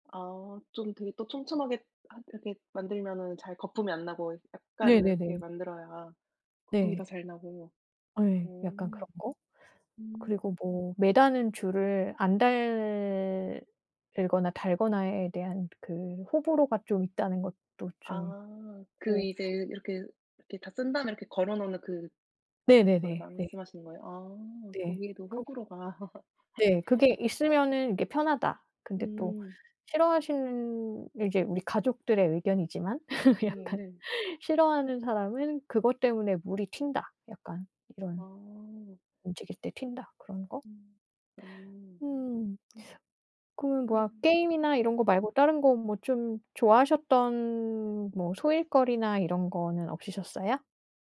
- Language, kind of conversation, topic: Korean, unstructured, 요즘 어떤 취미를 즐기고 계신가요?
- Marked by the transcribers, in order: other background noise; tapping; laugh; laugh; laughing while speaking: "약간"